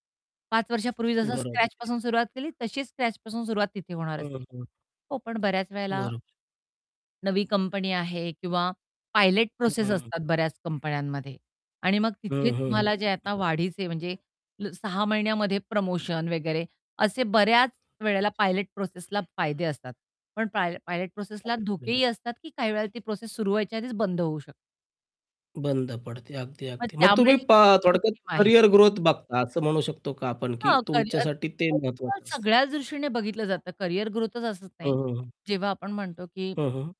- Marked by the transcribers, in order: other background noise; tapping; distorted speech; unintelligible speech; unintelligible speech
- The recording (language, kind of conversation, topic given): Marathi, podcast, नोकरी बदलताना जोखीम तुम्ही कशी मोजता?